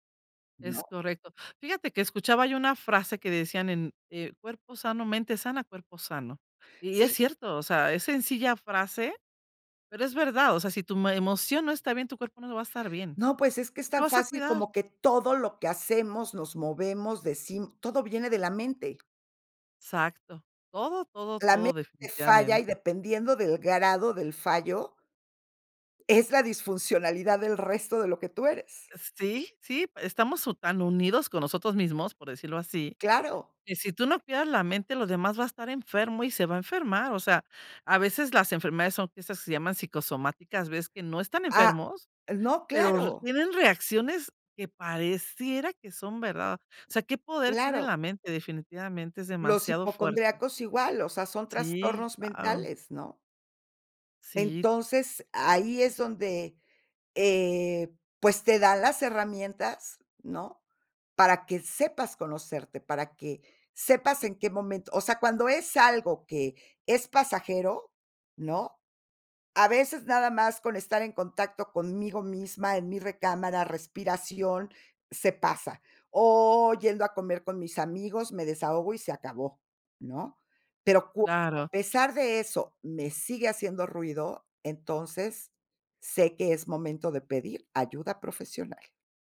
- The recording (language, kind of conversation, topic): Spanish, podcast, ¿Cuándo decides pedir ayuda profesional en lugar de a tus amigos?
- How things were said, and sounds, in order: other background noise